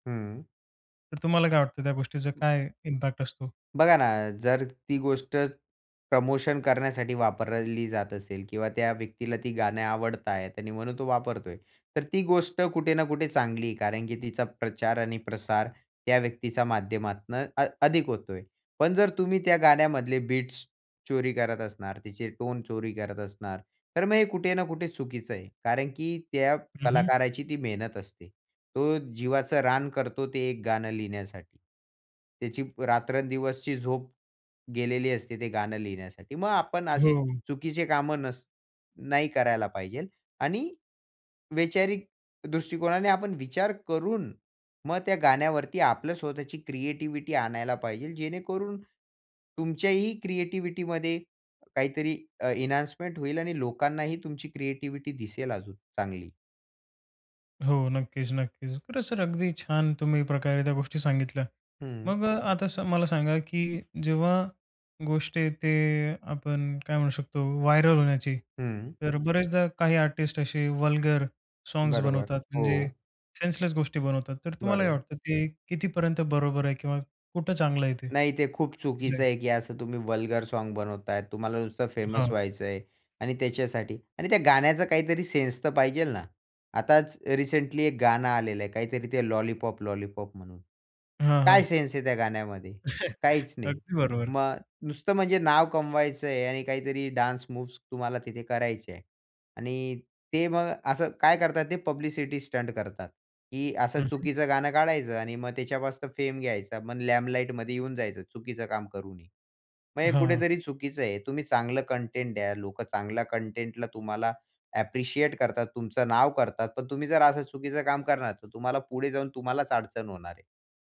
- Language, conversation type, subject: Marathi, podcast, मोबाईल आणि स्ट्रीमिंगमुळे संगीत ऐकण्याची सवय कशी बदलली?
- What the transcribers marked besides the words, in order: other noise; tapping; in English: "इम्पॅक्ट"; in English: "बीट्स"; in English: "एन्हान्समेंट"; in English: "व्हायरअल"; in English: "वल्गर साँग्स"; in English: "सेन्सलेस"; in English: "वल्गर"; in English: "फेमस"; chuckle; in English: "डान्स मूव्हज"; in English: "लाइमलाइटमध्ये"; in English: "ॲप्रिशिएट"